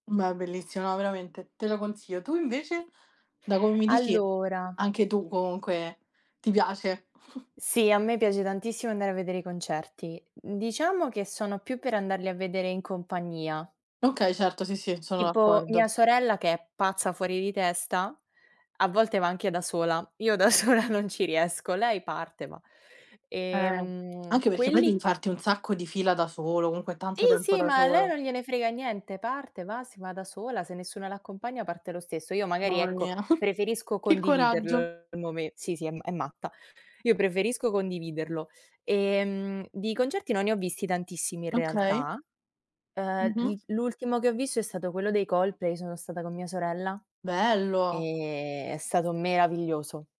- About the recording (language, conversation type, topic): Italian, unstructured, Come descriveresti il concerto ideale per te?
- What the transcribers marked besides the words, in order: tapping; chuckle; other background noise; laughing while speaking: "da sola"; drawn out: "ehm"; chuckle